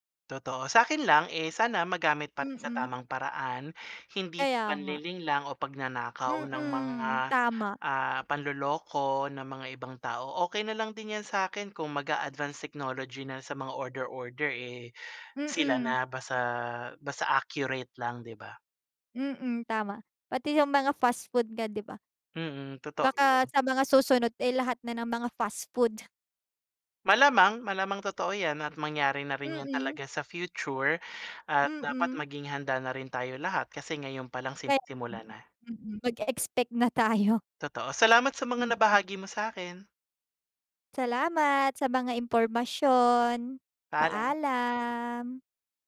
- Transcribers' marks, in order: other background noise; tapping; laughing while speaking: "tayo"
- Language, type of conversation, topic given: Filipino, unstructured, Paano nakakaapekto ang teknolohiya sa iyong trabaho o pag-aaral?